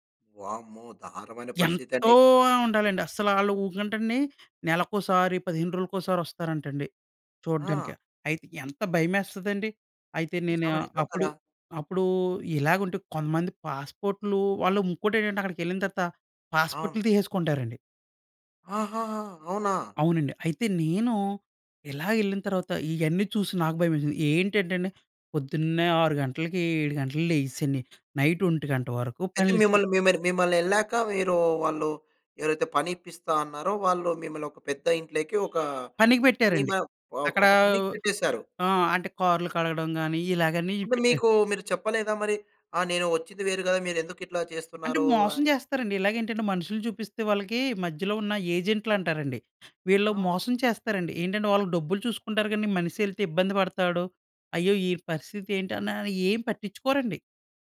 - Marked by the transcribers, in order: in English: "నైట్"; horn
- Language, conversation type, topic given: Telugu, podcast, పాస్‌పోర్టు లేదా ఫోన్ కోల్పోవడం వల్ల మీ ప్రయాణం ఎలా మారింది?